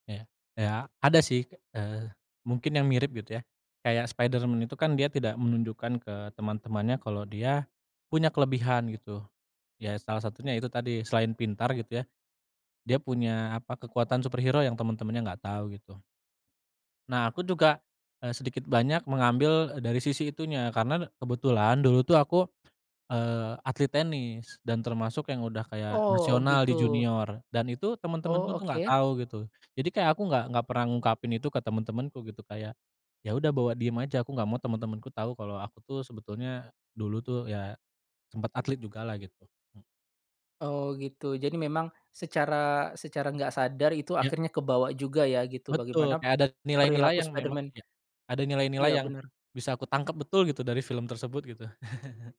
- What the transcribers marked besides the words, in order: in English: "superhero"; other background noise; chuckle
- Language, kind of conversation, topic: Indonesian, podcast, Tokoh fiksi mana yang paling kamu kagumi, dan kenapa?